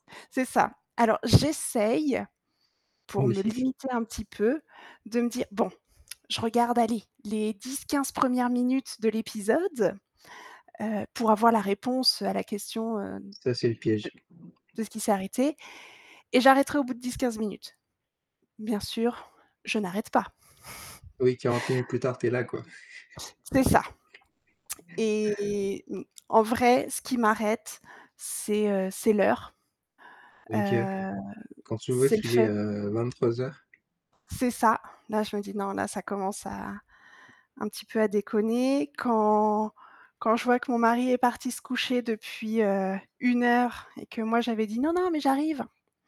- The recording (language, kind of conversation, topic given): French, podcast, Peux-tu nous expliquer pourquoi on enchaîne autant les épisodes de séries ?
- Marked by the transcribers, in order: distorted speech; unintelligible speech; tapping; other background noise; static; chuckle; drawn out: "Hem"